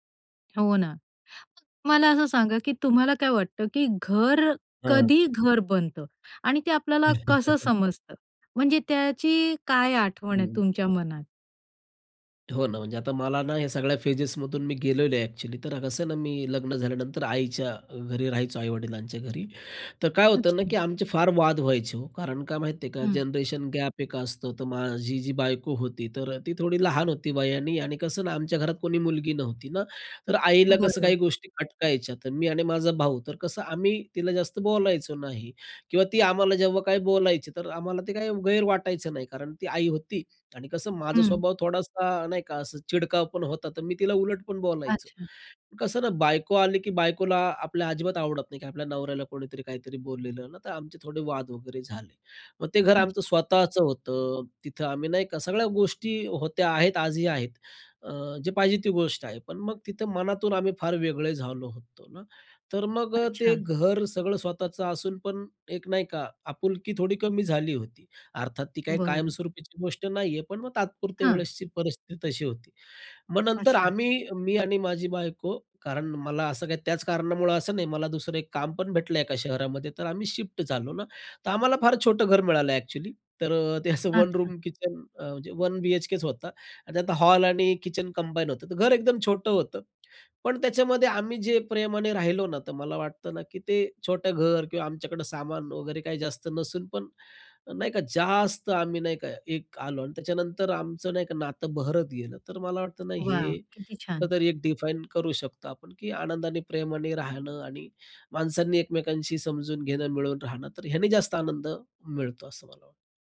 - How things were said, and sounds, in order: tapping; other background noise; chuckle
- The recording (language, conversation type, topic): Marathi, podcast, तुमच्यासाठी घर म्हणजे नेमकं काय?